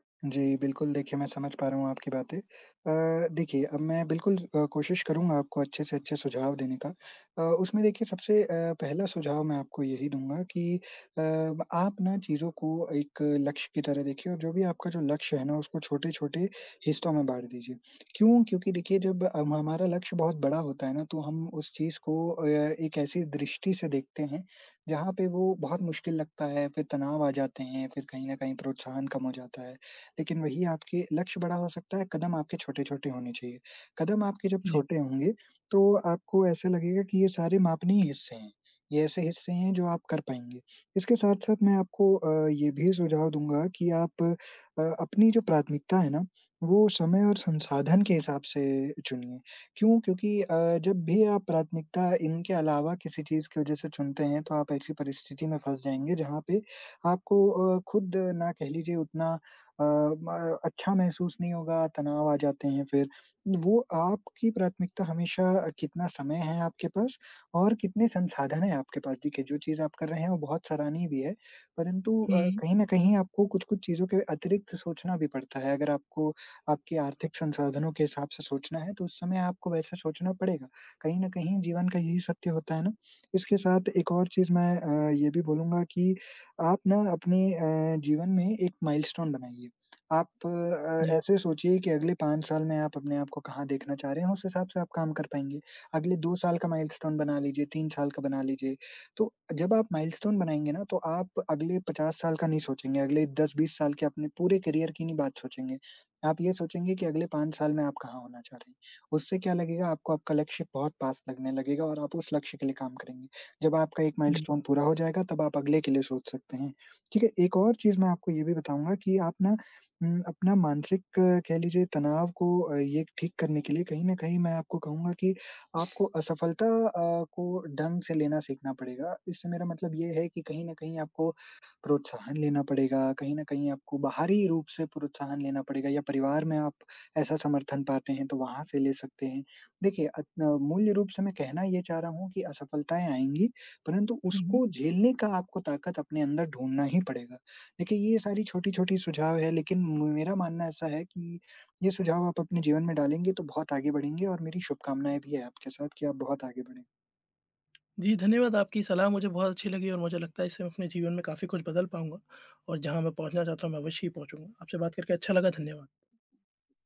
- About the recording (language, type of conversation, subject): Hindi, advice, क्या अत्यधिक महत्वाकांक्षा और व्यवहारिकता के बीच संतुलन बनाकर मैं अपने लक्ष्यों को बेहतर ढंग से हासिल कर सकता/सकती हूँ?
- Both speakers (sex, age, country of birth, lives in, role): male, 20-24, India, India, advisor; male, 30-34, India, India, user
- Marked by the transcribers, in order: in English: "माइलस्टोन"; in English: "माइलस्टोन"; in English: "माइलस्टोन"; in English: "करियर"; in English: "माइलस्टोन"; other background noise